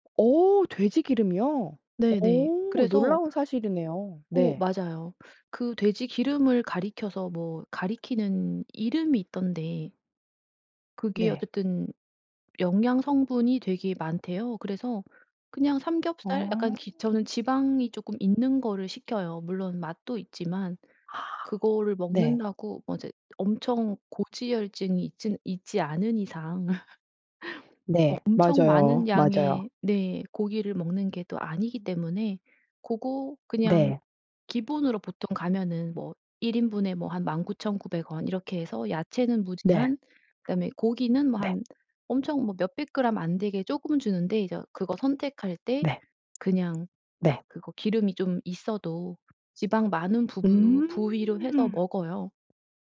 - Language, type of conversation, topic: Korean, podcast, 외식할 때 건강하게 메뉴를 고르는 방법은 무엇인가요?
- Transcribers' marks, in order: other background noise; gasp; laugh; tapping